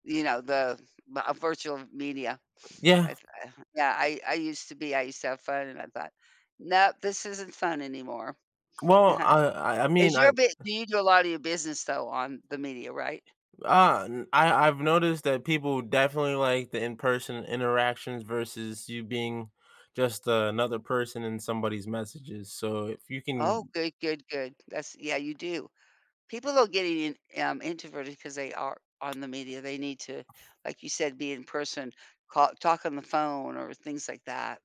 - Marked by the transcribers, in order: tapping; other background noise
- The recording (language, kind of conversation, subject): English, unstructured, How do our personal interests shape the way we value different hobbies?